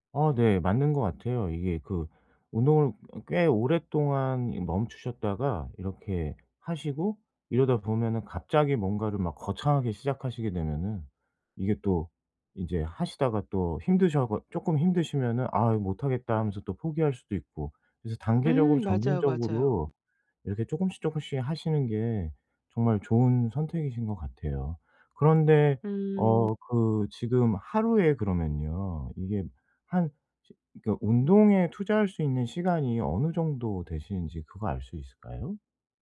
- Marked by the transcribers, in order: tapping; other background noise
- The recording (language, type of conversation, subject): Korean, advice, 어떻게 하면 일관된 습관을 꾸준히 오래 유지할 수 있을까요?